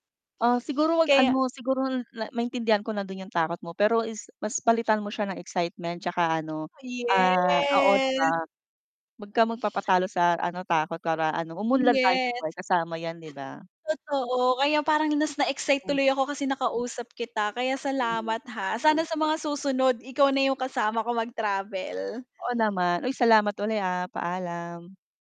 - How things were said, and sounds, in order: drawn out: "Yes"; other background noise; tapping; static
- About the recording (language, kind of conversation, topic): Filipino, unstructured, Ano ang maipapayo mo sa mga gustong makipagsapalaran pero natatakot?